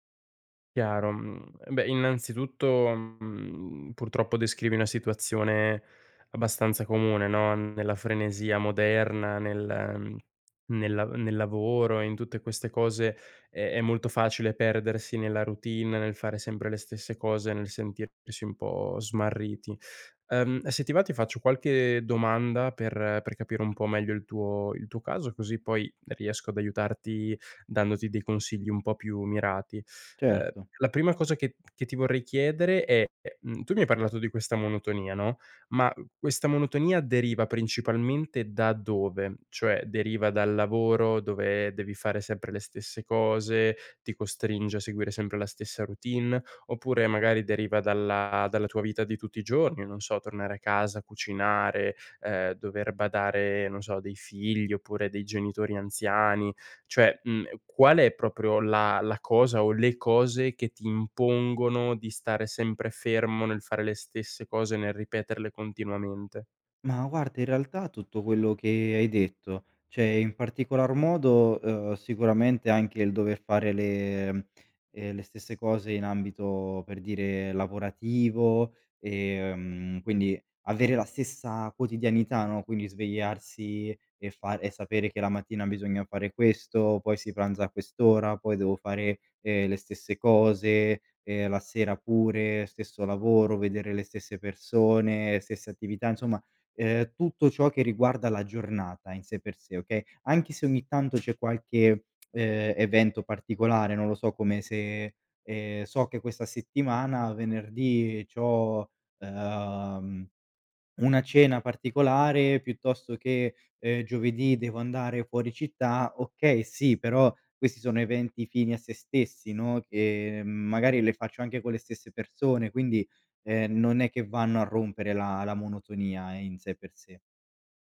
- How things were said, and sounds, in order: tapping; "cioè" said as "ceh"
- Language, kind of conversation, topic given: Italian, advice, Come posso usare pause e cambi di scenario per superare un blocco creativo?